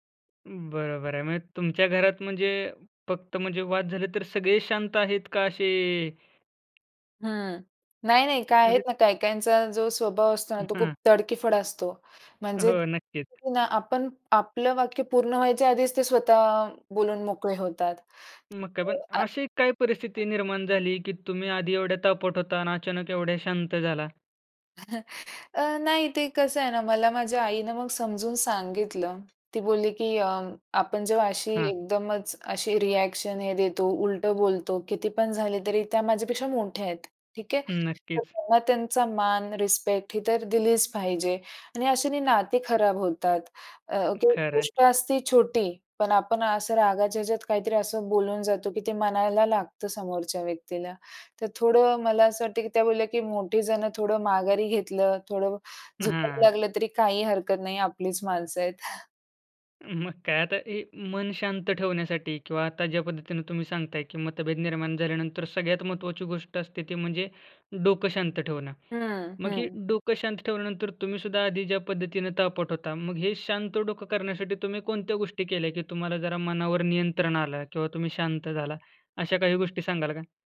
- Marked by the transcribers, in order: other background noise; chuckle; unintelligible speech; tapping; chuckle; in English: "रिएक्शन"; chuckle; laughing while speaking: "मग काय"
- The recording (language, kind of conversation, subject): Marathi, podcast, एकत्र काम करताना मतभेद आल्यास तुम्ही काय करता?